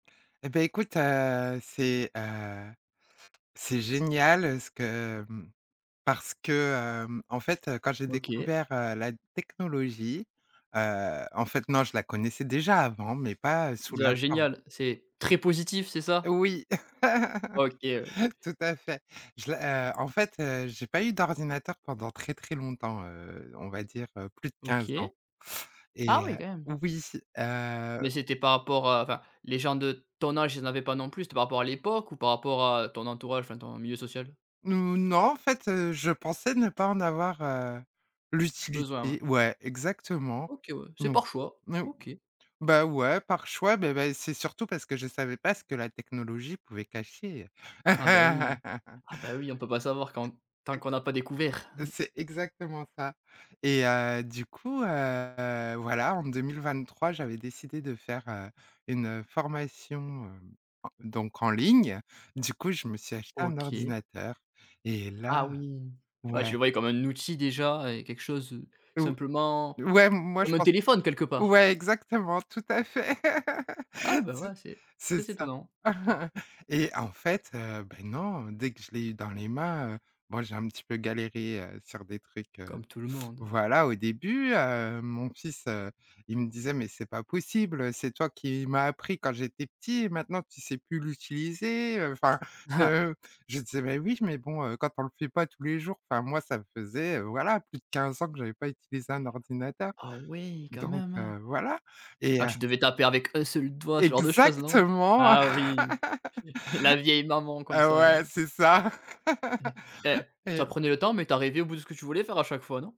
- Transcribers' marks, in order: stressed: "très"; chuckle; stressed: "ton âge"; put-on voice: "pouvait cacher"; chuckle; stressed: "découvert"; chuckle; other background noise; stressed: "outil"; tapping; laugh; chuckle; teeth sucking; surprised: "Ah ouais, quand même, hein"; stressed: "Exactement"; laugh; chuckle; stressed: "vieille"; chuckle; laugh
- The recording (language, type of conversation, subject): French, podcast, Comment la technologie a-t-elle changé ta façon de faire des découvertes ?